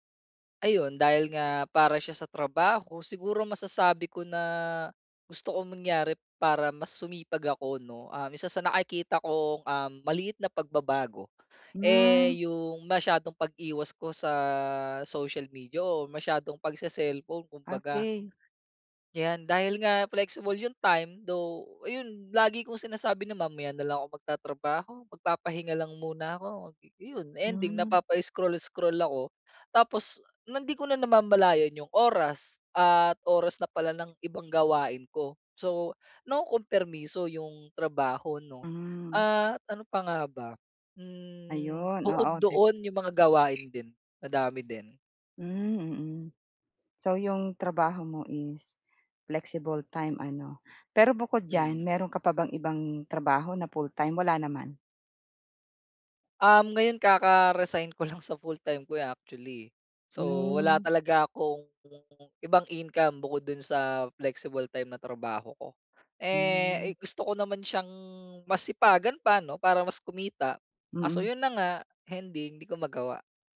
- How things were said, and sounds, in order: drawn out: "Hmm"; chuckle; in English: "flexible time"
- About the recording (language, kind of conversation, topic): Filipino, advice, Paano ako makakagawa ng pinakamaliit na susunod na hakbang patungo sa layunin ko?